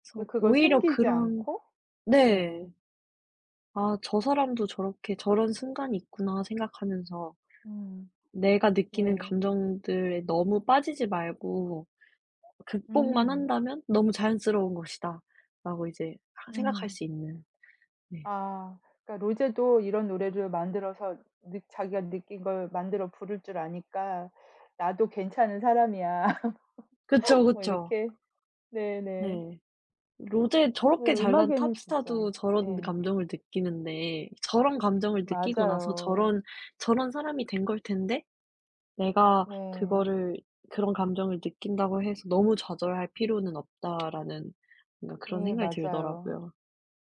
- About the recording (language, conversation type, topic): Korean, unstructured, 음악 감상과 독서 중 어떤 활동을 더 즐기시나요?
- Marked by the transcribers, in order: other background noise; laugh; tapping